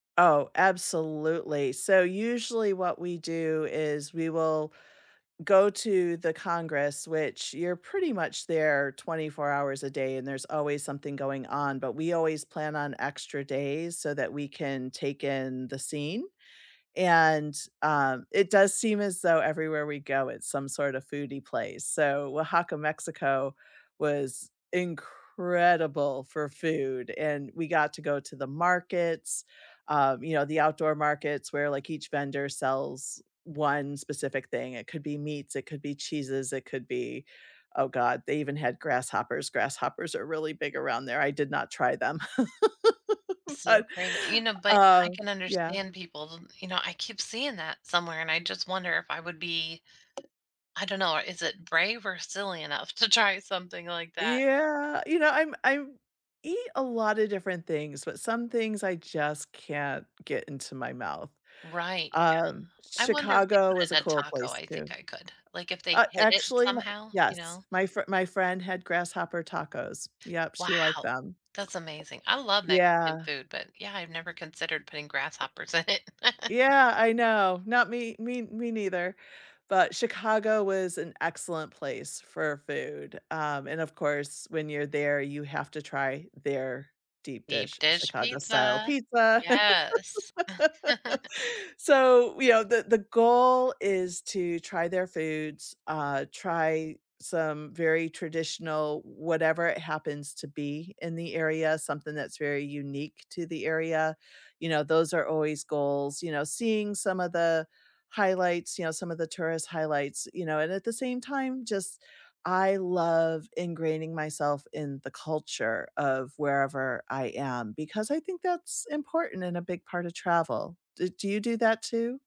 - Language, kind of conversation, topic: English, unstructured, Which local festival would you plan a trip around, and why would you love sharing it?
- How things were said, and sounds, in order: stressed: "incredible"; laugh; tapping; laughing while speaking: "in it"; laugh; singing: "Deep dish pizza"; laugh; chuckle